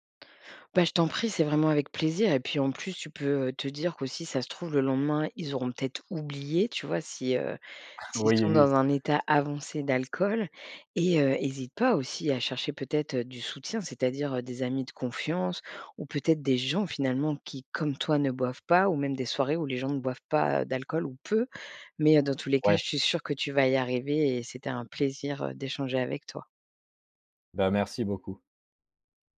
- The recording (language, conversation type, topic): French, advice, Comment gérer la pression à boire ou à faire la fête pour être accepté ?
- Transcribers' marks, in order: stressed: "peu"